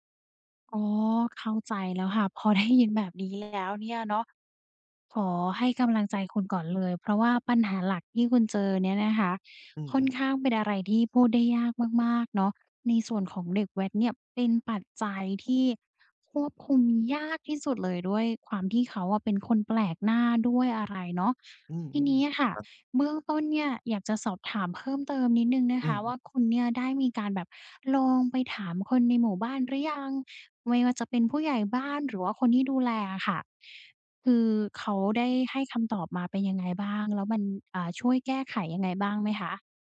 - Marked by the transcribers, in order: other background noise; tapping
- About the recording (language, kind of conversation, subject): Thai, advice, พักผ่อนอยู่บ้านแต่ยังรู้สึกเครียด ควรทำอย่างไรให้ผ่อนคลายได้บ้าง?